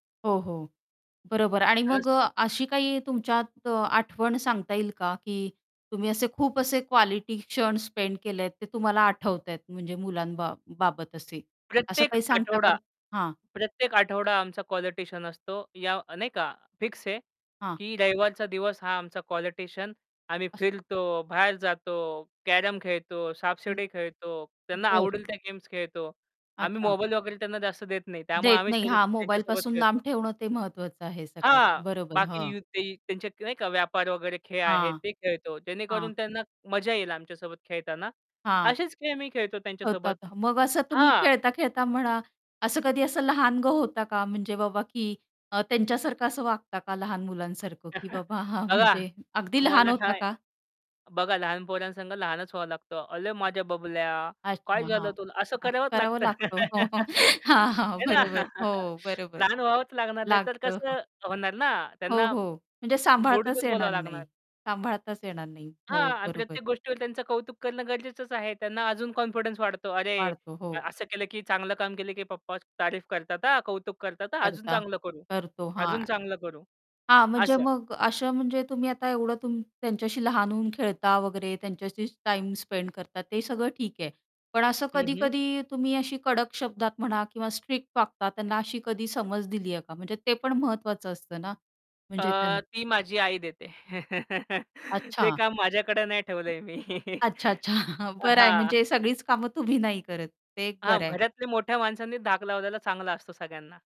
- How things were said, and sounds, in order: distorted speech; other background noise; in English: "स्पेंड"; tapping; chuckle; laughing while speaking: "हां म्हणजे"; put-on voice: "अले माझ्या बबल्या काय झालं तुला"; laughing while speaking: "हो. हां, हां बरोबर"; laugh; chuckle; mechanical hum; in English: "कॉन्फिडन्स"; in English: "स्पेंड"; laugh; chuckle; laugh; laughing while speaking: "तुम्ही"
- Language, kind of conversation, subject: Marathi, podcast, काम सांभाळत मुलांसाठी वेळ कसा काढता?